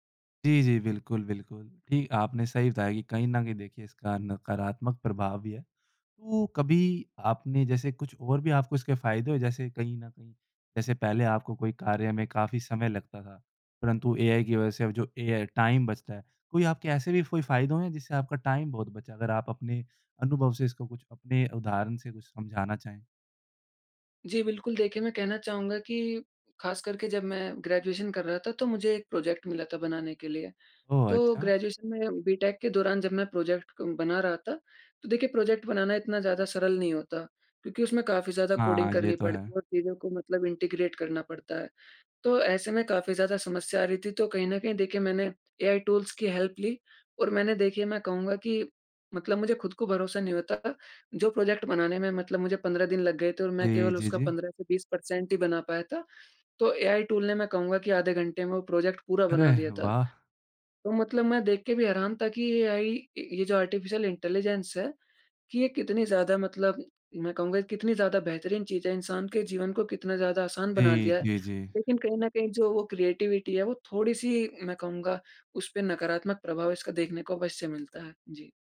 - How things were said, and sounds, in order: in English: "टाइम"; in English: "टाइम"; in English: "इंटीग्रेट"; in English: "हेल्प"; in English: "परसेंट"; in English: "क्रिएटिविटी"
- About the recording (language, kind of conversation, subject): Hindi, podcast, एआई उपकरणों ने आपकी दिनचर्या कैसे बदली है?